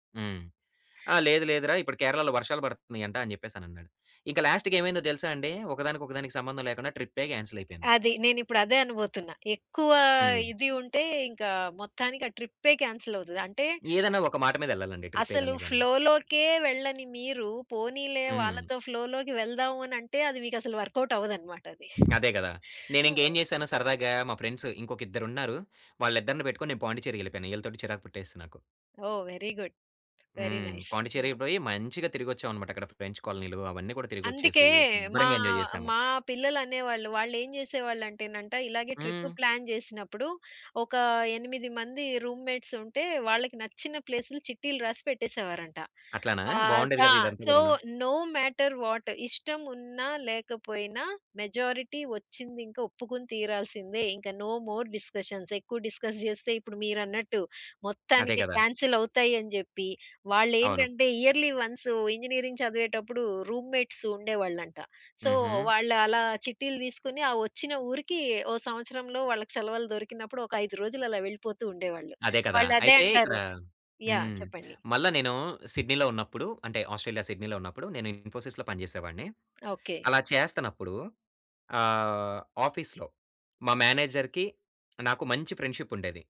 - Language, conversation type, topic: Telugu, podcast, మీరు ఫ్లో స్థితిలోకి ఎలా ప్రవేశిస్తారు?
- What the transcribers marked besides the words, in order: other background noise; in English: "లాస్ట్‌కి"; in English: "క్యాన్సెల్"; in English: "క్యాన్సల్"; in English: "ఫ్లో"; in English: "ట్రిప్"; in English: "ఫ్లో"; in English: "వర్కౌట్"; in English: "ఫ్రెండ్స్"; in English: "వెరీ గుడ్. వెరీ నైస్"; in English: "ఎంజాయ్"; in English: "రూమ్‌మేట్స్"; in English: "సో, నో మ్యాటర్ వాట్"; in English: "మెజారిటీ"; in English: "నో మోర్ డిస్కషన్స్"; in English: "డిస్కస్"; in English: "క్యాన్సల్"; in English: "ఇయర్‌లీ"; in English: "ఇంజినీరింగ్"; in English: "రూమ్‌మేట్స్"; in English: "సో"; in English: "ఇన్ఫోసిస్‌లో"; tapping; in English: "ఆఫీస్‌లో"; in English: "మేనేజర్‌కి"; in English: "ఫ్రెండ్‌షిప్"